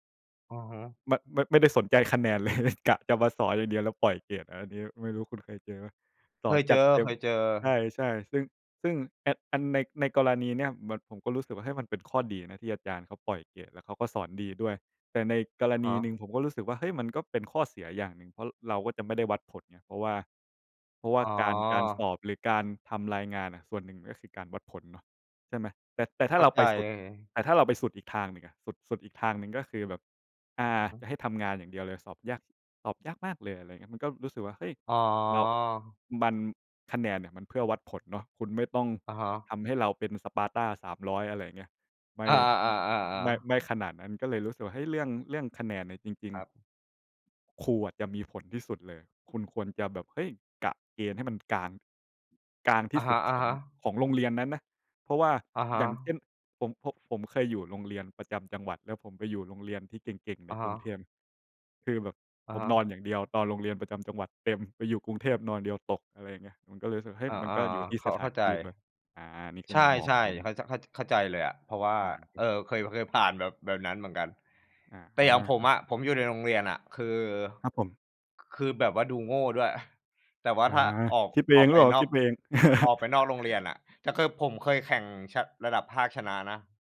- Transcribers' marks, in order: laughing while speaking: "เลย"; chuckle; chuckle
- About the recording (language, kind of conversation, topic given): Thai, unstructured, การถูกกดดันให้ต้องได้คะแนนดีทำให้คุณเครียดไหม?